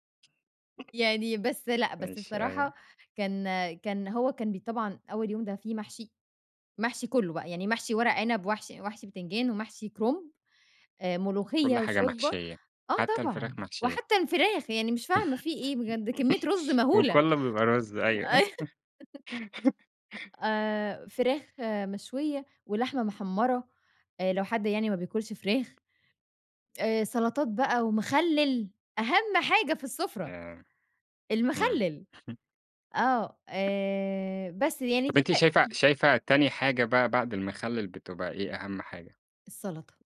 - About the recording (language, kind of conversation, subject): Arabic, podcast, إيه أكلة من طفولتك لسه بتوحشك وبتشتاق لها؟
- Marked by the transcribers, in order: chuckle; chuckle; chuckle; tapping; chuckle; other noise